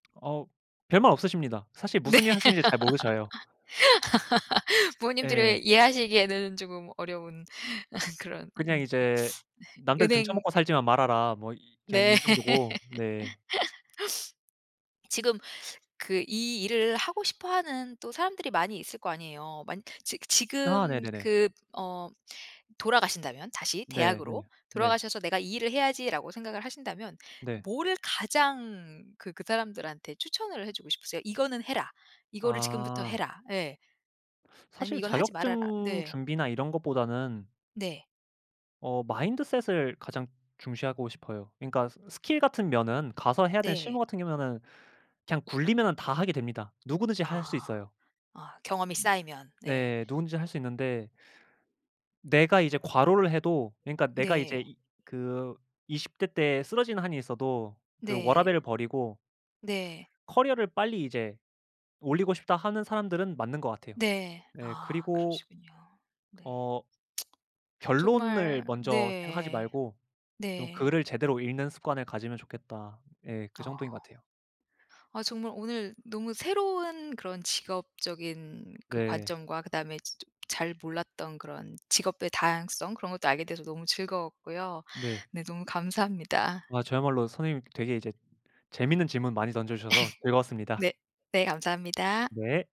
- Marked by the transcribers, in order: other background noise; laughing while speaking: "네"; laugh; laugh; other noise; laugh; tsk; unintelligible speech; laugh
- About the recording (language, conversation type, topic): Korean, podcast, 어떻게 그 직업을 선택하게 되셨나요?